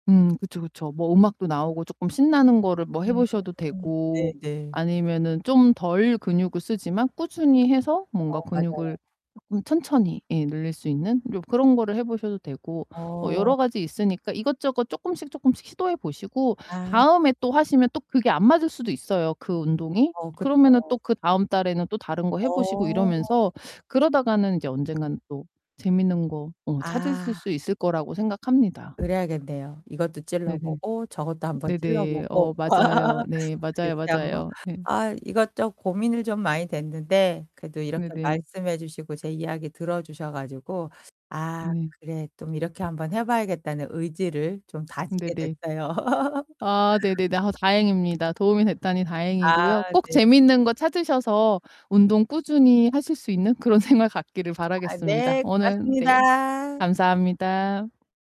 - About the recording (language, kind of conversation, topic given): Korean, advice, 운동 동기 부족으로 꾸준히 운동을 못하는 상황을 어떻게 해결할 수 있을까요?
- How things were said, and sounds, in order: distorted speech; other background noise; tapping; laugh; laugh; laughing while speaking: "그런"